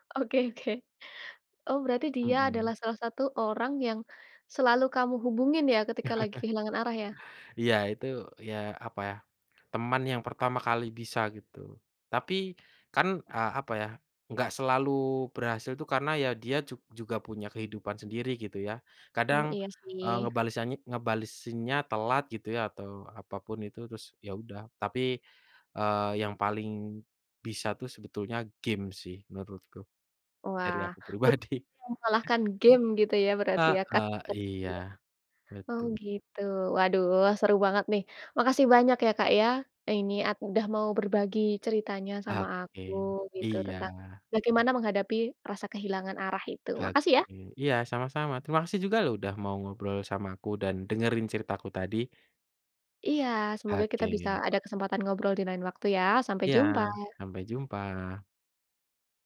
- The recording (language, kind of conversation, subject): Indonesian, podcast, Apa yang kamu lakukan kalau kamu merasa kehilangan arah?
- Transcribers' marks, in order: chuckle